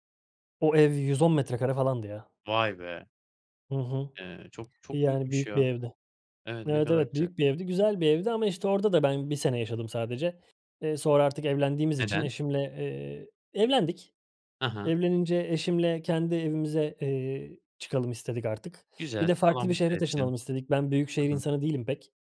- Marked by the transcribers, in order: other background noise
- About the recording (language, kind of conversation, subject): Turkish, podcast, Taşınmamın ya da memleket değiştirmemin seni nasıl etkilediğini anlatır mısın?